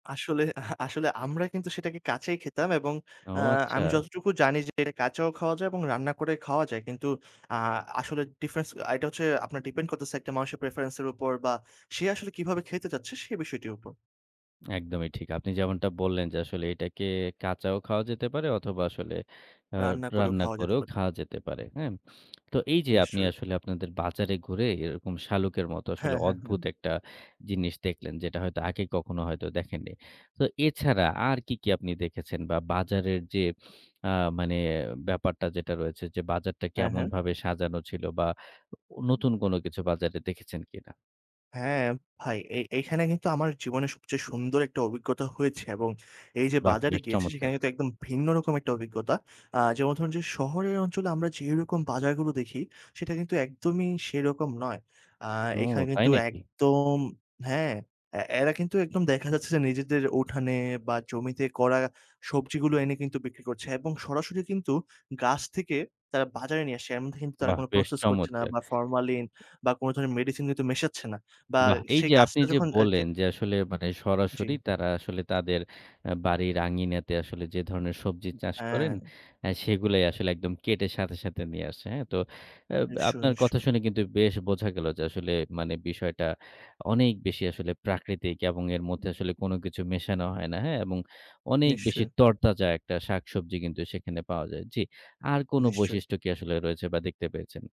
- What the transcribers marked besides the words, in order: tsk; tapping; snort; other background noise
- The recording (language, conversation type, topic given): Bengali, podcast, লোকাল বাজারে ঘুরে তুমি কী কী প্রিয় জিনিস আবিষ্কার করেছিলে?